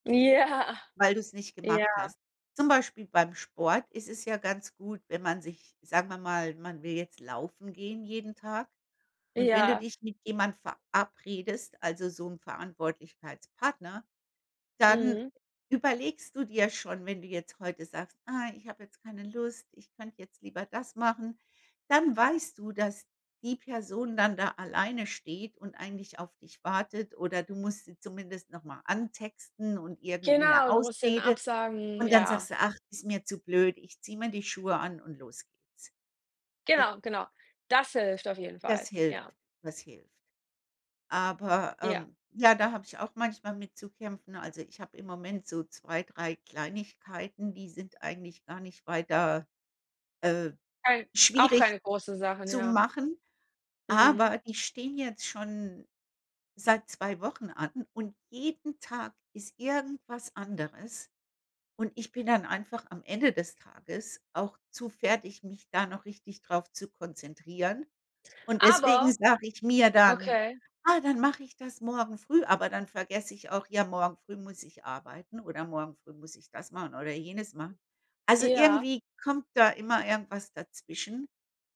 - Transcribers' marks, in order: laughing while speaking: "Ja"; stressed: "Das"; stressed: "Aber"; stressed: "jeden"
- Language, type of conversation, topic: German, unstructured, Was würdest du jemandem raten, der ganz neu anfängt?